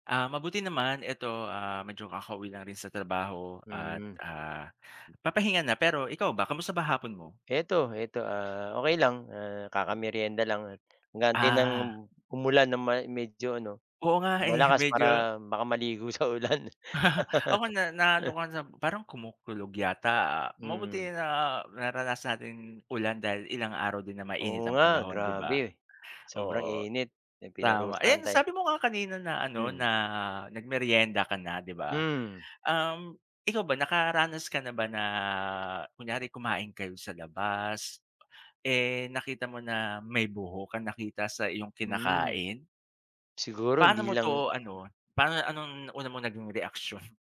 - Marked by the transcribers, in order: other background noise; laughing while speaking: "eh"; laugh; laughing while speaking: "sa ulan"; laugh
- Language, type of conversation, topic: Filipino, unstructured, Paano ka tumutugon kapag may nakita kang buhok sa pagkain mo?